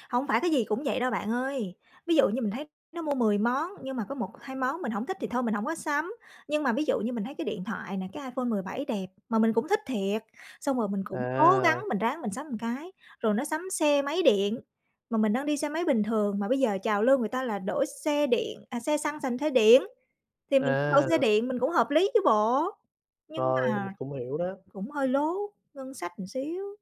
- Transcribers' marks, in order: other background noise; "một" said as "ờn"; "một" said as "ừn"
- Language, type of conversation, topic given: Vietnamese, advice, Bạn có đang cảm thấy áp lực phải chi tiêu vì bạn bè và những gì bạn thấy trên mạng xã hội không?
- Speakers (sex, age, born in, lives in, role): female, 35-39, Vietnam, Vietnam, user; male, 20-24, Vietnam, Vietnam, advisor